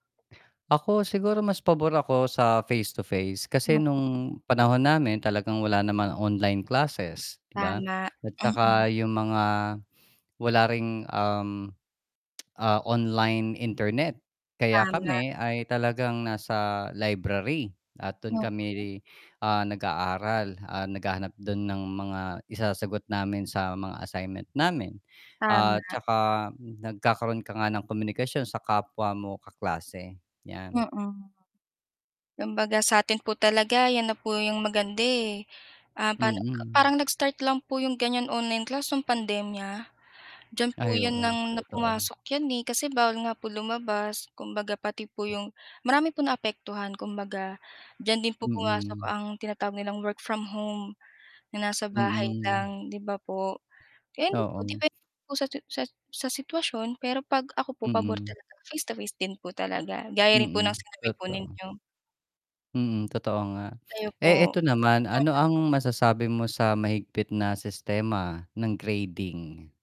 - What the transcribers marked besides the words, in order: static; distorted speech; other background noise; tapping
- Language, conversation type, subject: Filipino, unstructured, Mas pabor ka ba sa klaseng online o sa harapang klase, at ano ang masasabi mo sa mahigpit na sistema ng pagmamarka at sa pantay na pagkakataon ng lahat sa edukasyon?